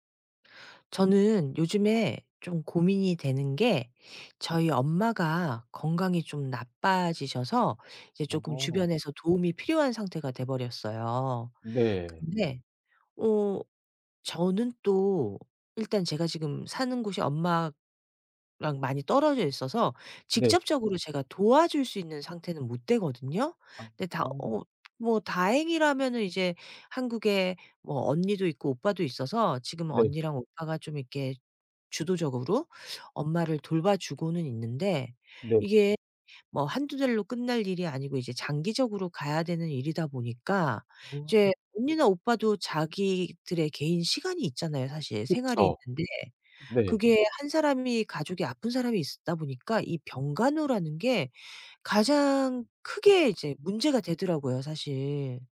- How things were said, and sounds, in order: tapping; other background noise
- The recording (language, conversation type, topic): Korean, advice, 가족 돌봄 책임에 대해 어떤 점이 가장 고민되시나요?